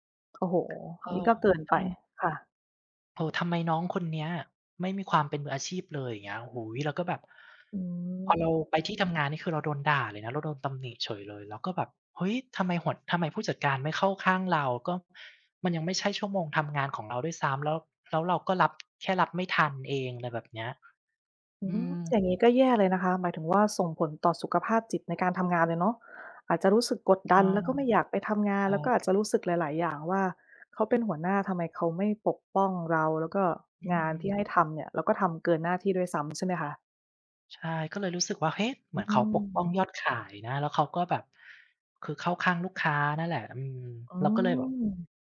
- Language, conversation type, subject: Thai, unstructured, คุณเคยมีประสบการณ์ที่ได้เรียนรู้จากความขัดแย้งไหม?
- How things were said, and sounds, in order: tapping; other background noise